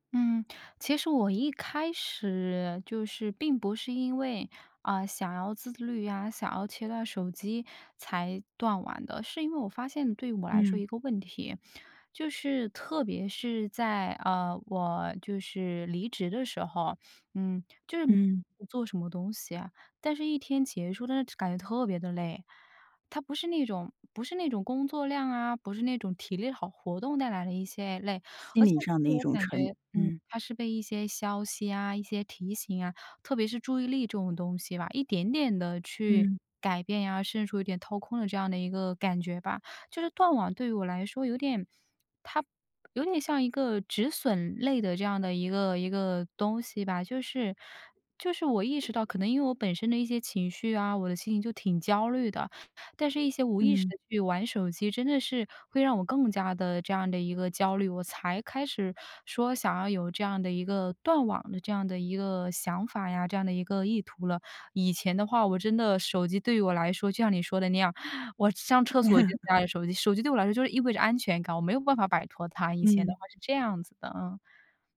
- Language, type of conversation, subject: Chinese, podcast, 你会安排固定的断网时间吗？
- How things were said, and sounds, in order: unintelligible speech; unintelligible speech; unintelligible speech; "甚至有点" said as "剩处一点"; other noise; chuckle